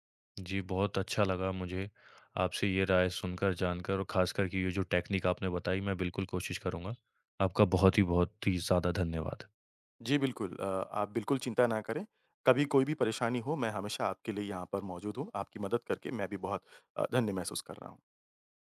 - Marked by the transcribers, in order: in English: "टेक्निक"; horn
- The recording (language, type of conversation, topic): Hindi, advice, लगातार काम के दबाव से ऊर्जा खत्म होना और रोज मन न लगना